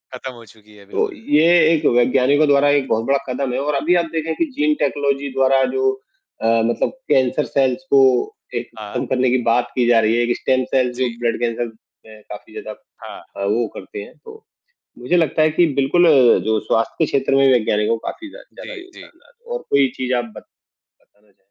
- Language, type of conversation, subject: Hindi, unstructured, वैज्ञानिक आविष्कारों ने समाज को कैसे प्रभावित किया है?
- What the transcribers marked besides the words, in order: distorted speech; in English: "जीन टेक्नोलॉजी"; in English: "कैंसर सेल्स"; in English: "स्टेम सेल्स"; in English: "ब्लड कैंसर"